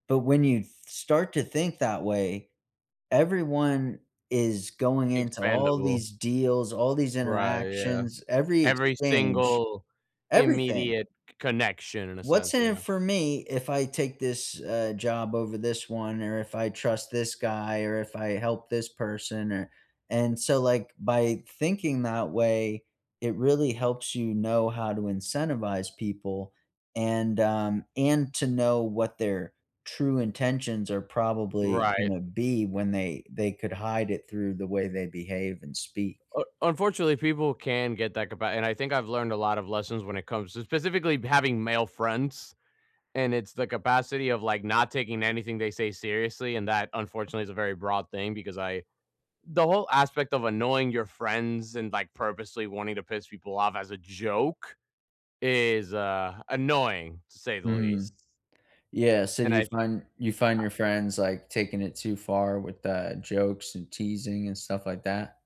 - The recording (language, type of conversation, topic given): English, unstructured, What makes certain lessons stick with you long after you learn them?
- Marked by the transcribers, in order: tapping; stressed: "joke"; other background noise